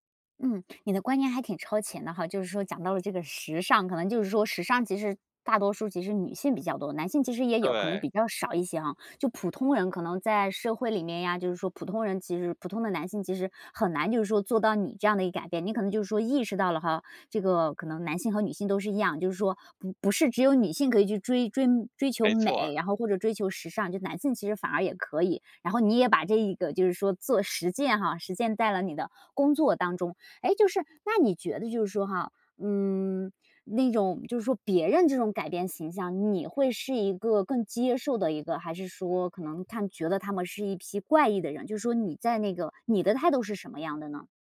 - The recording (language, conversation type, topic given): Chinese, podcast, 你能分享一次改变形象的经历吗？
- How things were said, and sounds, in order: other background noise